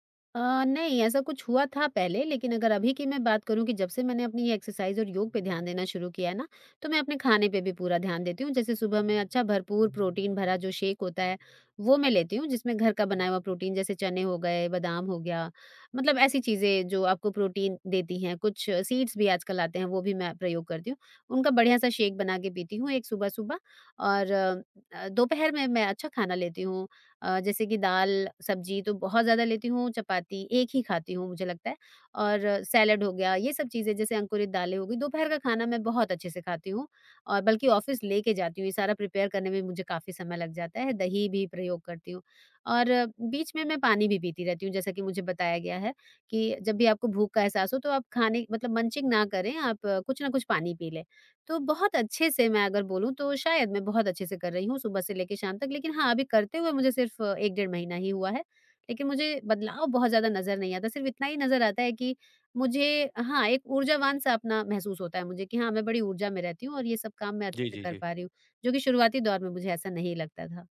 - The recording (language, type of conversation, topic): Hindi, advice, कसरत के बाद प्रगति न दिखने पर निराशा
- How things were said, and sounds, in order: in English: "एक्सरसाइज़"; other background noise; in English: "सीड्स"; in English: "चपाती"; in English: "ऑफिस"; in English: "प्रिपेयर"; in English: "मंचिंग"